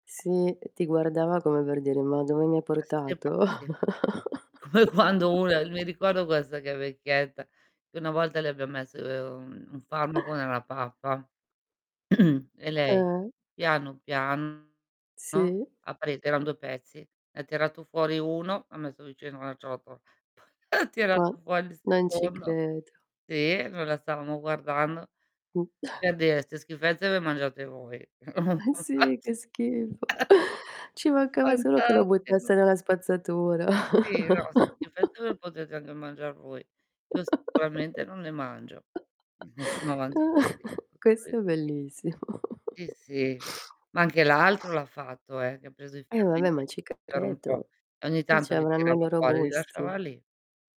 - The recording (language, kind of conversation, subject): Italian, unstructured, Qual è la cosa più importante da considerare quando prenoti un viaggio?
- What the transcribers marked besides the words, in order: distorted speech; laughing while speaking: "Come quando una"; chuckle; throat clearing; laughing while speaking: "poi tirato fuori il secondo"; chuckle; laughing while speaking: "Eh, sì che schifo"; chuckle; other background noise; laughing while speaking: "Fantastico"; chuckle; unintelligible speech; chuckle